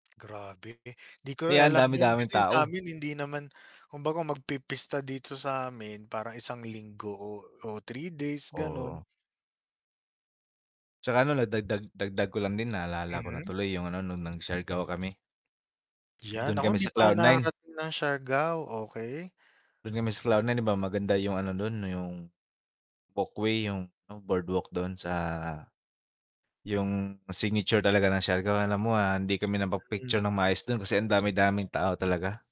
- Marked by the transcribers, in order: distorted speech; mechanical hum; tapping; static
- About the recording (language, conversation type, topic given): Filipino, unstructured, Ano ang naramdaman mo sa mga lugar na siksikan sa mga turista?